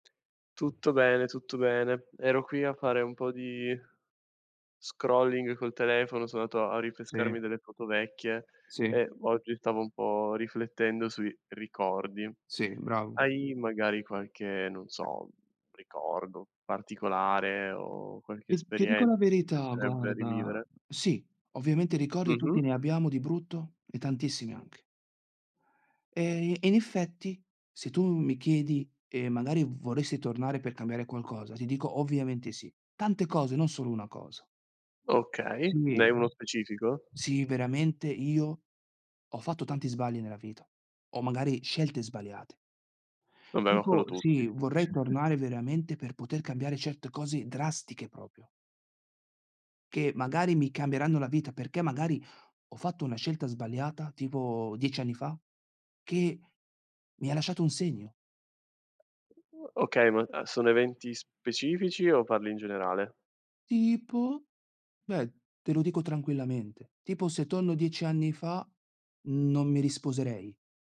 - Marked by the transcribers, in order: tapping; in English: "scrolling"; other background noise; "sbagliate" said as "sbaliate"; chuckle; "proprio" said as "propio"; "sbagliata" said as "sbaliata"; put-on voice: "Tipo?"
- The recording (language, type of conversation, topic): Italian, unstructured, Qual è un momento speciale che vorresti rivivere?